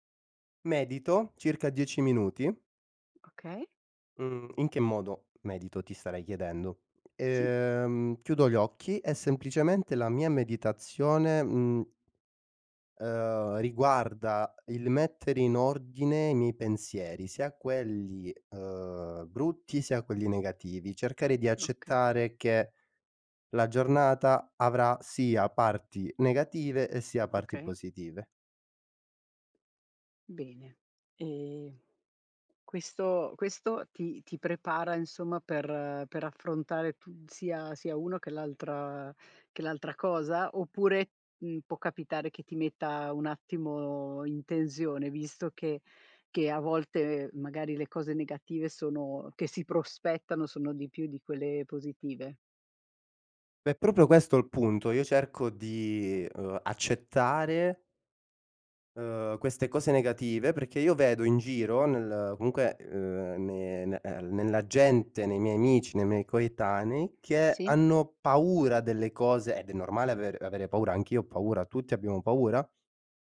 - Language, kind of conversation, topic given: Italian, podcast, Come organizzi la tua routine mattutina per iniziare bene la giornata?
- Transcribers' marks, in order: other background noise; tapping; "tensione" said as "tenzione"